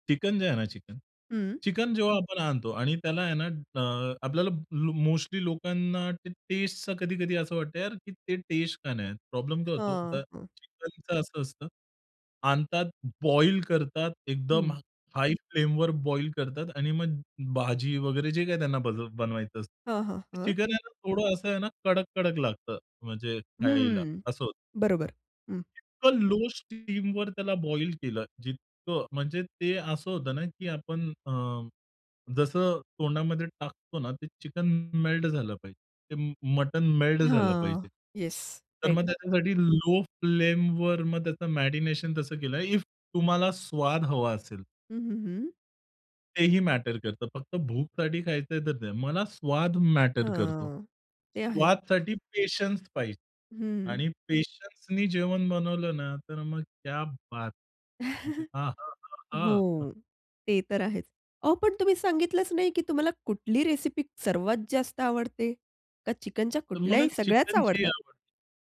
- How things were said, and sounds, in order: other background noise; in English: "राइट"; joyful: "क्या बात! मग ते हां, हां, हां"; laugh; chuckle
- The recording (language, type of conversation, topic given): Marathi, podcast, स्वयंपाक करायला तुम्हाला काय आवडते?